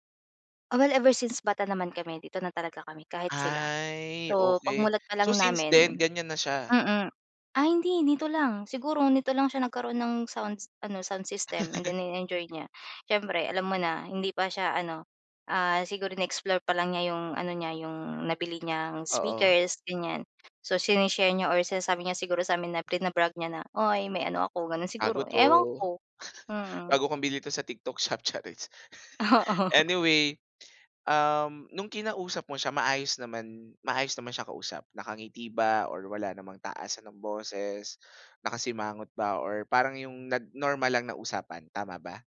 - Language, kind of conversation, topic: Filipino, advice, Paano ako makakapagpahinga at makapagrelaks kapag sobrang maingay at nakakaabala ang paligid?
- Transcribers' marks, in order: other background noise; chuckle; chuckle